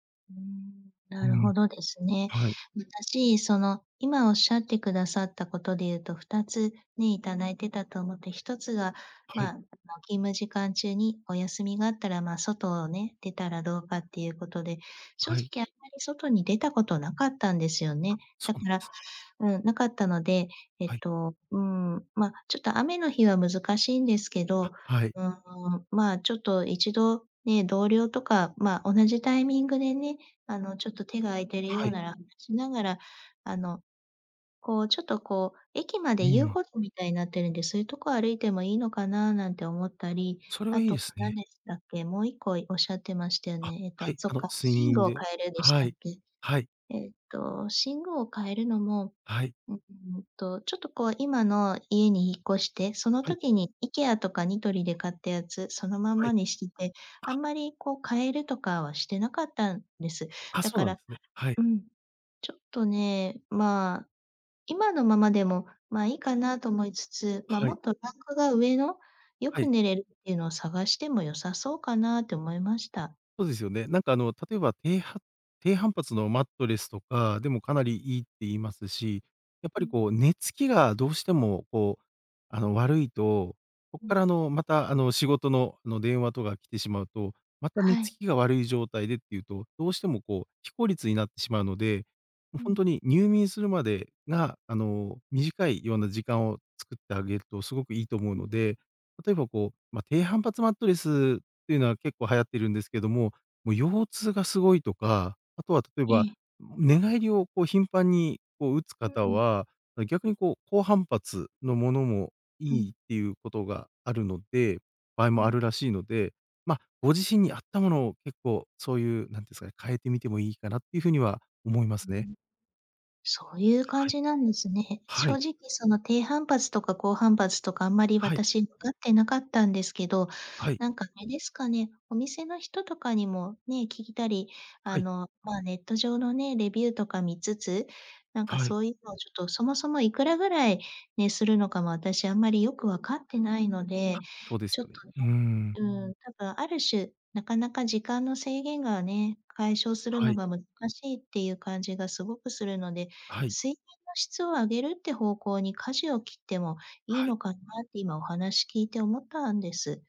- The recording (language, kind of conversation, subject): Japanese, advice, 仕事が忙しくて休憩や休息を取れないのですが、どうすれば取れるようになりますか？
- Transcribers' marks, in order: unintelligible speech; tapping